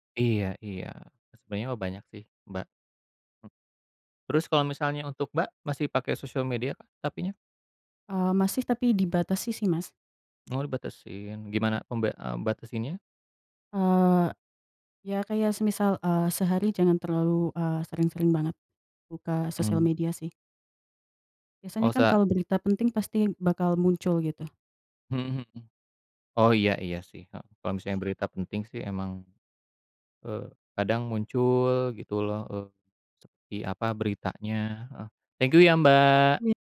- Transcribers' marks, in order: other background noise; tapping
- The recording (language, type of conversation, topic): Indonesian, unstructured, Bagaimana menurutmu media sosial memengaruhi berita saat ini?